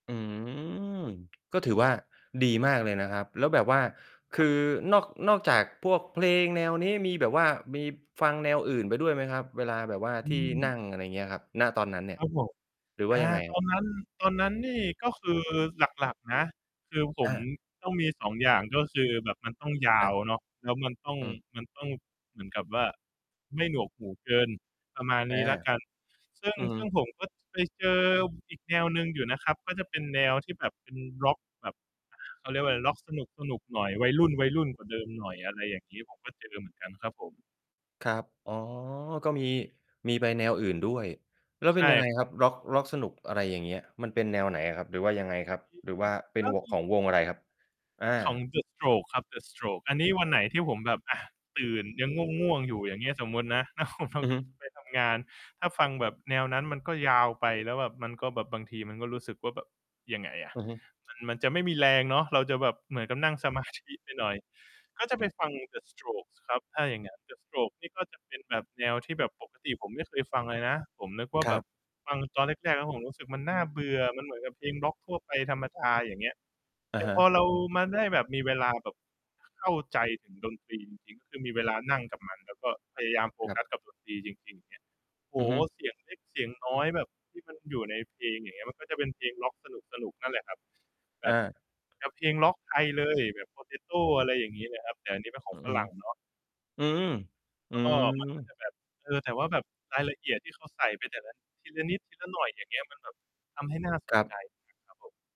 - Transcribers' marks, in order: distorted speech; unintelligible speech; unintelligible speech
- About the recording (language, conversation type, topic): Thai, podcast, มีเหตุการณ์อะไรที่ทำให้คุณเริ่มชอบแนวเพลงใหม่ไหม?